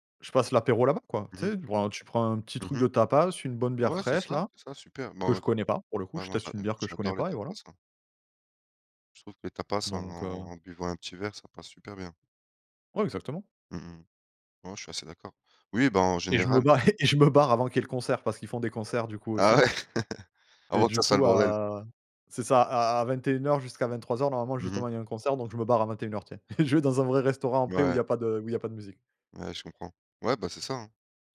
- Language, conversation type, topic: French, unstructured, Comment décrirais-tu ta journée idéale ?
- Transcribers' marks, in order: chuckle; chuckle; chuckle